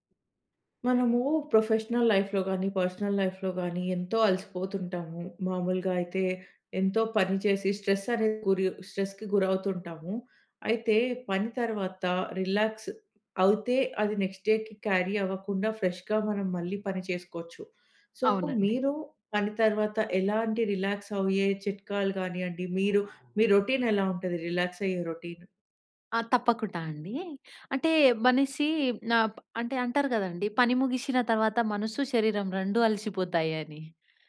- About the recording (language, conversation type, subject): Telugu, podcast, పని తరువాత సరిగ్గా రిలాక్స్ కావడానికి మీరు ఏమి చేస్తారు?
- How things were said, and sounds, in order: in English: "ప్రొఫెషనల్ లైఫ్‌లో"; in English: "పర్సనల్ లైఫ్‌లో"; in English: "స్ట్రెస్"; in English: "స్ట్రెస్‌కి"; in English: "రిలాక్స్"; in English: "నెక్స్ట్‌డే‌కి క్యారీ"; other background noise; in English: "ఫ్రెష్‌గా"; in English: "సో"; in English: "రిలాక్స్"; in English: "రొటీన్"; in English: "రిలాక్స్"; in English: "రొటీన్?"